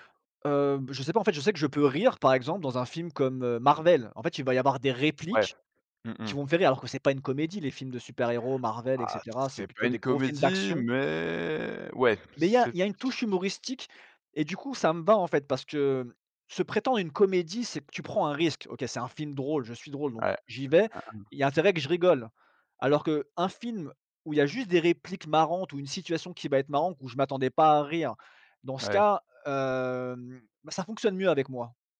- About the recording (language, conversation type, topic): French, unstructured, Quel film t’a fait rire aux éclats récemment ?
- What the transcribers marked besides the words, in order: stressed: "répliques"; tapping; drawn out: "mais"; unintelligible speech; other background noise; unintelligible speech